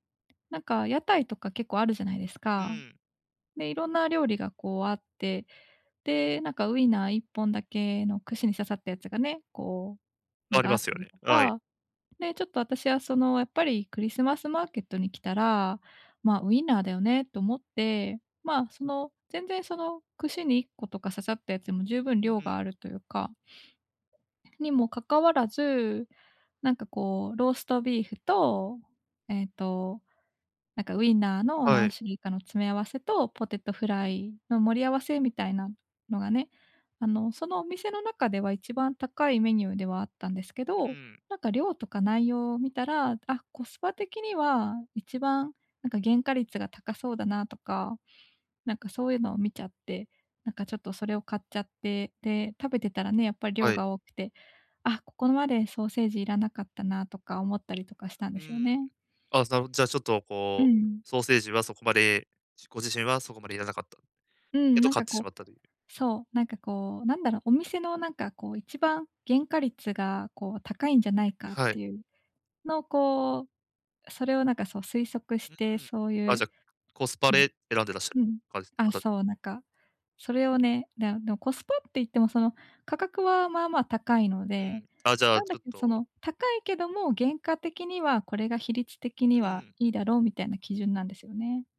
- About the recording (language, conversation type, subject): Japanese, advice, 外食のとき、健康に良い選び方はありますか？
- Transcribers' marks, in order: other background noise